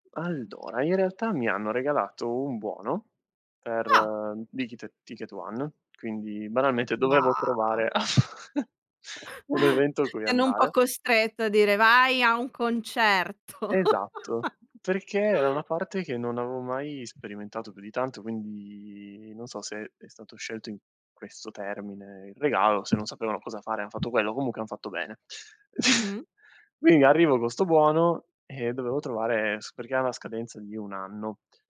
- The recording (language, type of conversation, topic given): Italian, podcast, Qual è stato il primo concerto a cui sei andato?
- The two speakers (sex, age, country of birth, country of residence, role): female, 25-29, Italy, Italy, host; male, 25-29, Italy, Italy, guest
- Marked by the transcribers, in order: other background noise; tapping; "un" said as "u"; surprised: "Ah!"; chuckle; "era" said as "ea"; chuckle; "comunque" said as "comunche"; chuckle; laughing while speaking: "Quindi"; "con" said as "co"